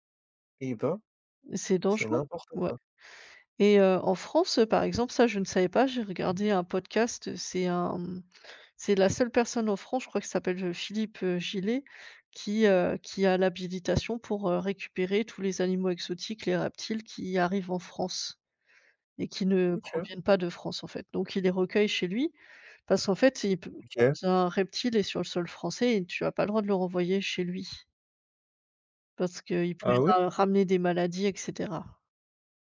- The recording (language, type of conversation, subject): French, unstructured, Qu’est-ce qui vous met en colère face à la chasse illégale ?
- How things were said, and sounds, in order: tapping